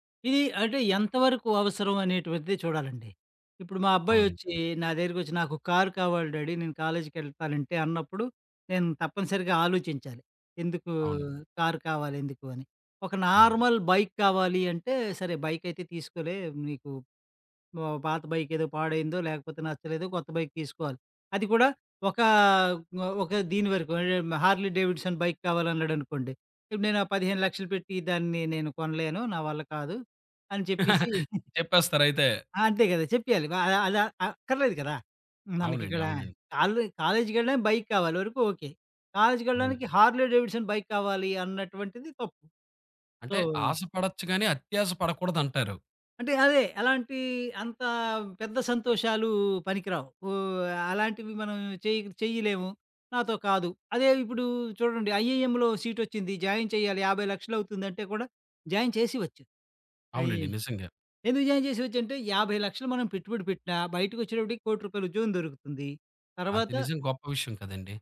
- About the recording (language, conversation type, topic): Telugu, podcast, పిల్లలకు తక్షణంగా ఆనందాలు కలిగించే ఖర్చులకే ప్రాధాన్యం ఇస్తారా, లేక వారి భవిష్యత్తు విద్య కోసం దాచిపెట్టడానికే ప్రాధాన్యం ఇస్తారా?
- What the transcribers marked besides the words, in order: in English: "డ్యాడీ"; in English: "నార్మల్ బైక్"; in English: "బైక్"; in English: "బైక్"; in English: "బైక్"; chuckle; in English: "బైక్"; in English: "బైక్"; in English: "సో"; in English: "ఐఏఎంలో"; in English: "జాయిన్"; in English: "జాయిన్"; in English: "జాయిన్"